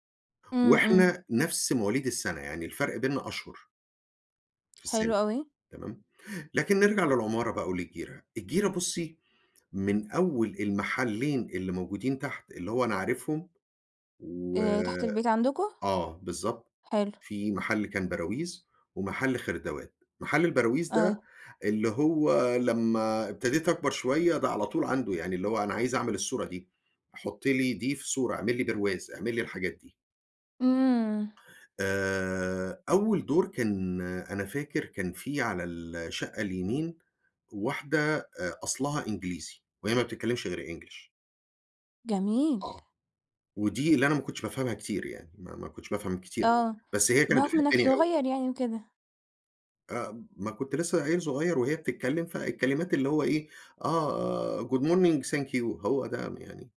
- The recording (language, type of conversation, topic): Arabic, podcast, إيه معنى كلمة جيرة بالنسبة لك؟
- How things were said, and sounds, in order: in English: "English"; in English: "good morning thank you"